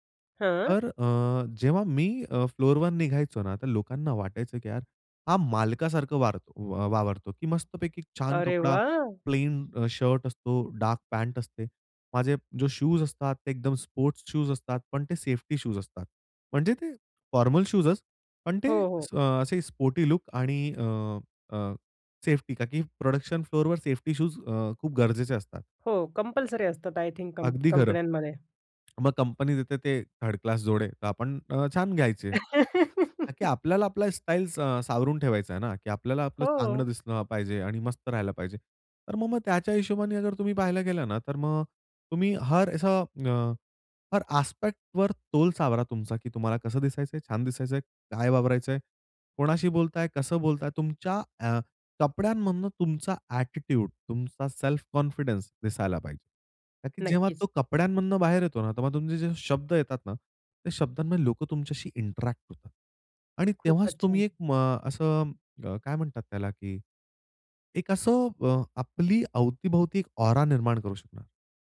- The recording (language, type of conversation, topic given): Marathi, podcast, आराम अधिक महत्त्वाचा की चांगलं दिसणं अधिक महत्त्वाचं, असं तुम्हाला काय वाटतं?
- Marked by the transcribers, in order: in English: "फ्लोरवर"; in English: "डार्क"; in English: "फॉर्मल"; in English: "स्पोर्टी"; in English: "प्रोडक्शन फ्लोरवर"; in English: "कंपल्सरी"; in English: "आय थिंक"; laugh; other background noise; in English: "आस्पेक्टवर"; in English: "ॲटिट्यूड"; in English: "कॉन्फिडन्स"; in English: "इंटरॅक्ट"; in English: "औरा"